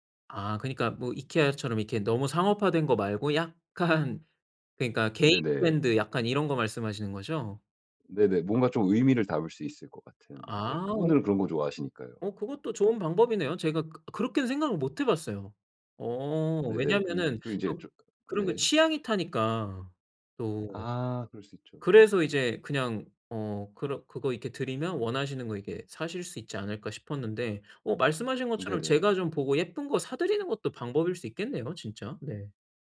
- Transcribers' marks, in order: laughing while speaking: "약간"; tapping
- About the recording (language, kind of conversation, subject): Korean, advice, 누군가에게 줄 선물을 고를 때 무엇을 먼저 고려해야 하나요?